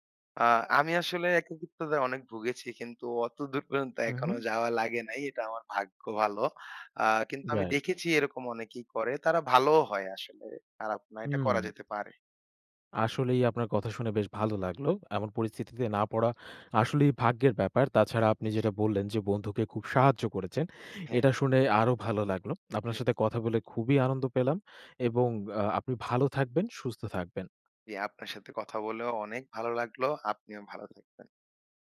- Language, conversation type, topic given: Bengali, podcast, আপনি কীভাবে একাকীত্ব কাটাতে কাউকে সাহায্য করবেন?
- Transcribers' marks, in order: laughing while speaking: "অতদূর পর্যন্ত"